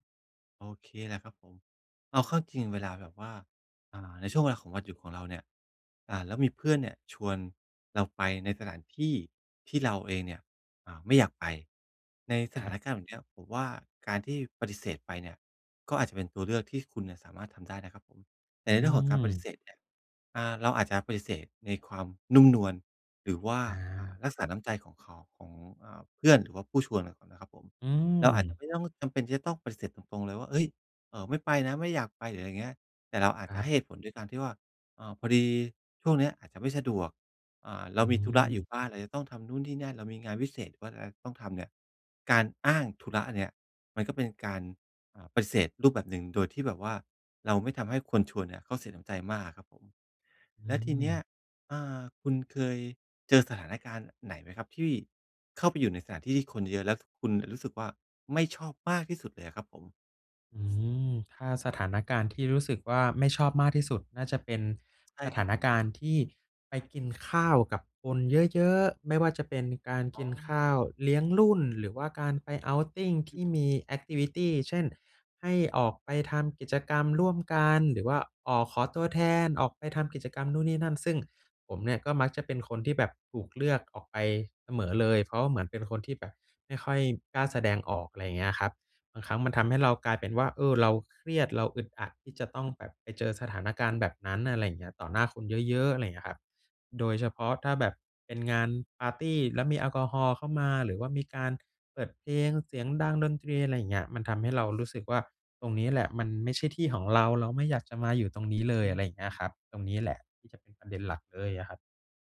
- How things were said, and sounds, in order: unintelligible speech; in English: "outing"; in English: "แอกทิวิตี"
- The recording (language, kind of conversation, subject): Thai, advice, ทำอย่างไรดีเมื่อฉันเครียดช่วงวันหยุดเพราะต้องไปงานเลี้ยงกับคนที่ไม่ชอบ?